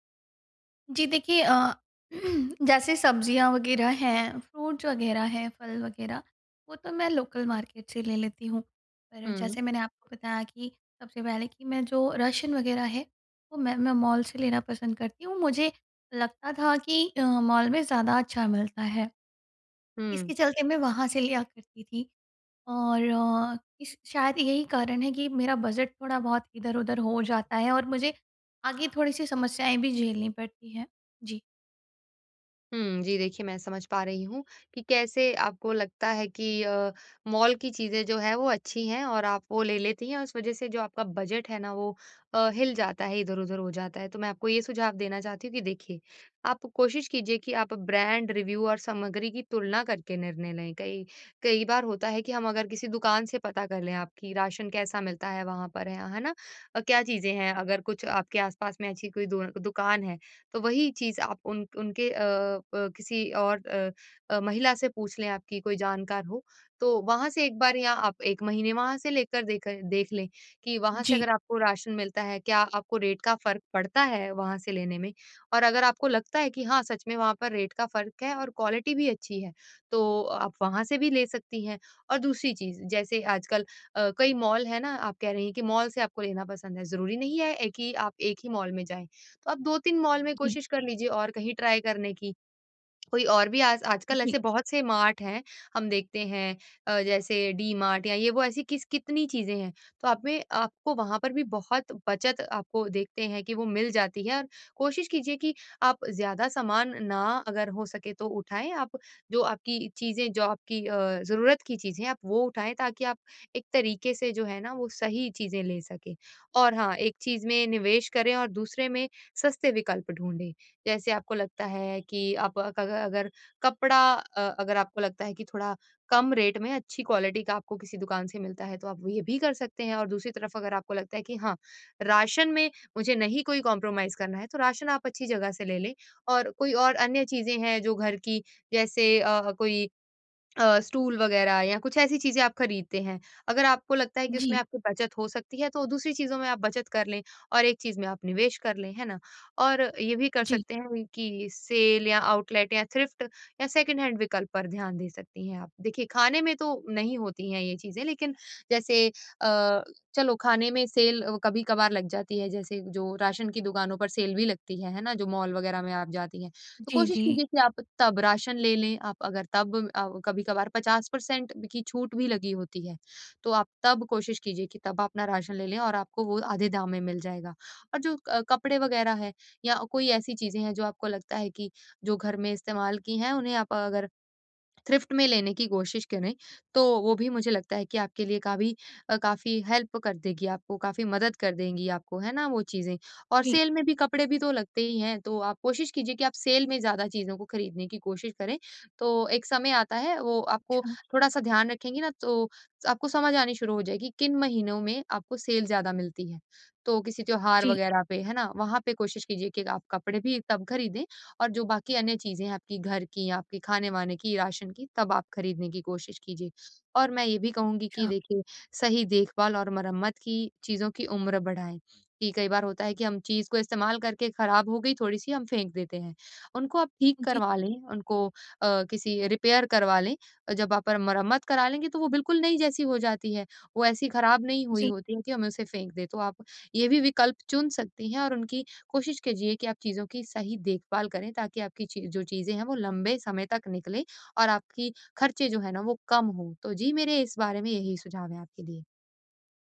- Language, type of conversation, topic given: Hindi, advice, बजट में अच्छी गुणवत्ता वाली चीज़ें कैसे ढूँढूँ?
- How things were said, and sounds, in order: throat clearing; in English: "फ्रूट्स"; in English: "लोकल मार्केट"; in English: "बजट"; in English: "बजट"; in English: "ब्रांड रिव्यू"; in English: "रेट"; in English: "रेट"; in English: "क्वालिटी"; in English: "ट्राई"; in English: "मार्ट"; other background noise; in English: "रेट"; in English: "क्वालिटी"; in English: "कॉम्प्रोमाइज़"; in English: "सेल"; in English: "आउटलेट"; in English: "थ्रिफ्ट"; in English: "सेकंड हैंड"; in English: "सेल"; in English: "सेल"; in English: "थ्रिफ्ट"; in English: "हेल्प"; in English: "सेल"; in English: "सेल"; in English: "सेल"; in English: "रिपेयर"